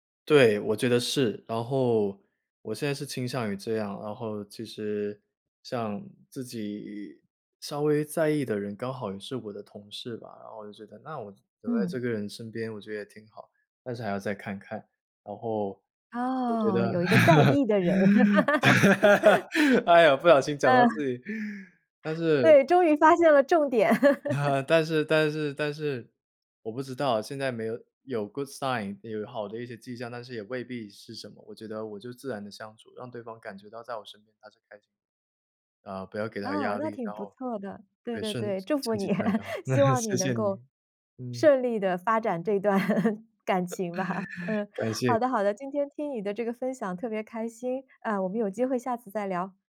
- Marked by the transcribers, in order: laugh; laughing while speaking: "哎呀不小心讲到自己"; laugh; laugh; in English: "good sign"; laugh; laughing while speaking: "谢谢你"; laughing while speaking: "段"; laughing while speaking: "吧"; chuckle
- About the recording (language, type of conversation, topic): Chinese, podcast, 你如何看待在大城市发展和回家乡生活之间的选择？